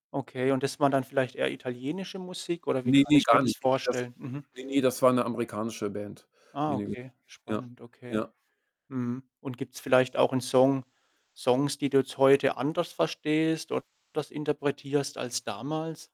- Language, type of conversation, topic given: German, podcast, Was macht für dich einen Song nostalgisch?
- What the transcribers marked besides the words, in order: static; distorted speech; other background noise